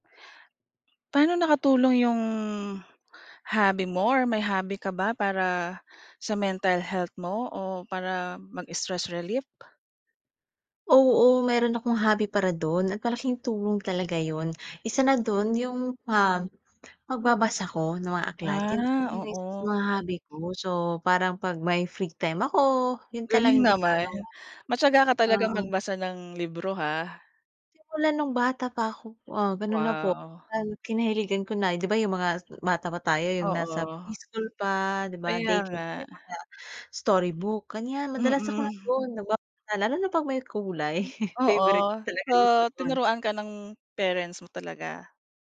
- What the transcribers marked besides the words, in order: laughing while speaking: "kulay"
- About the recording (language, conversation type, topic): Filipino, podcast, Paano nakatulong ang hilig mo sa pag-aalaga ng kalusugang pangkaisipan at sa pagpapagaan ng stress mo?
- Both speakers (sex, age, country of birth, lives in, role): female, 25-29, Philippines, Philippines, guest; female, 40-44, Philippines, Philippines, host